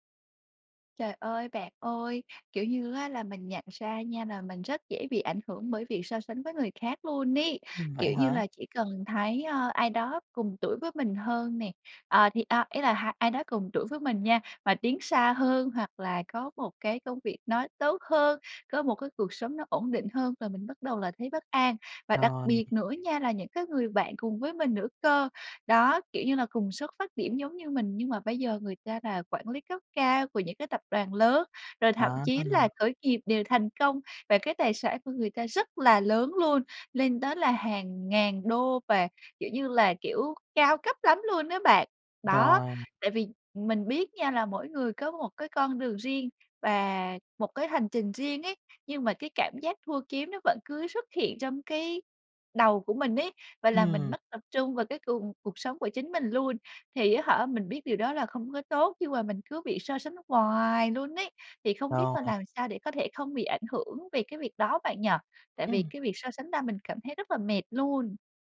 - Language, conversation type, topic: Vietnamese, advice, Làm sao để tôi không bị ảnh hưởng bởi việc so sánh mình với người khác?
- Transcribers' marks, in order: tapping; other background noise; stressed: "hoài"